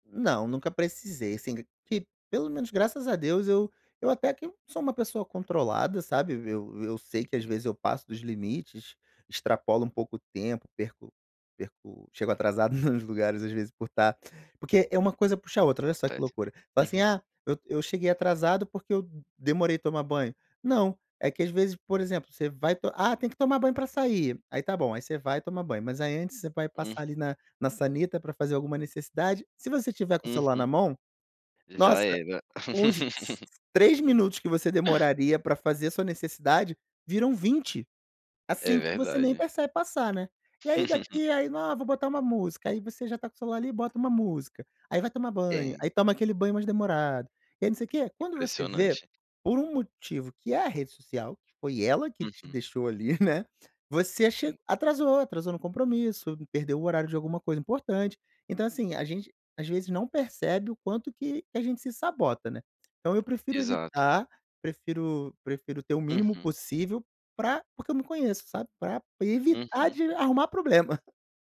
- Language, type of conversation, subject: Portuguese, podcast, Como a tecnologia impacta, na prática, a sua vida social?
- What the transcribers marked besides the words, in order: laugh; cough; chuckle